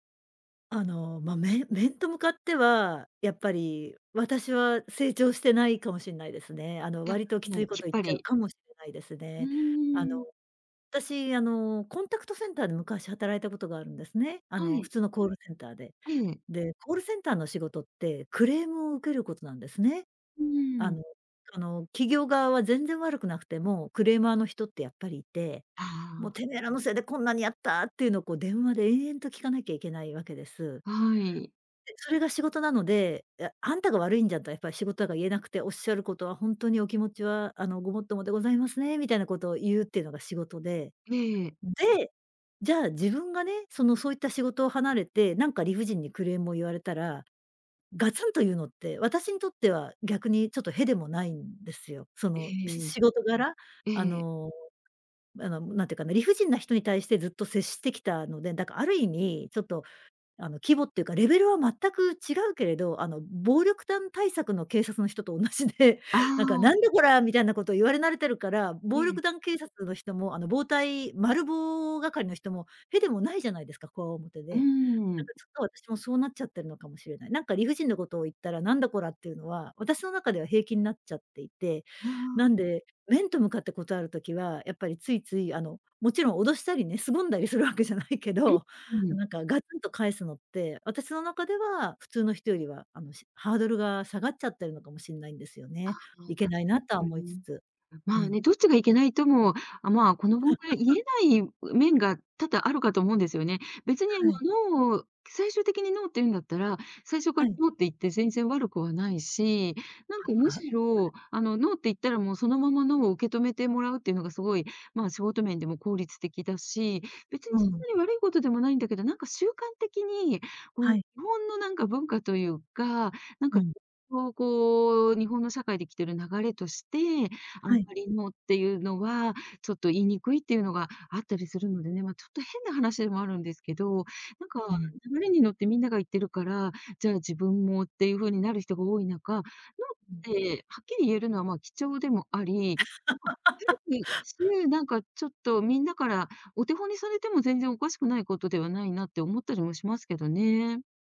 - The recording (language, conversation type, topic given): Japanese, podcast, 「ノー」と言うのは難しい？どうしてる？
- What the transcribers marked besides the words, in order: chuckle; laughing while speaking: "するわけじゃないけど"; unintelligible speech; laugh; laugh; unintelligible speech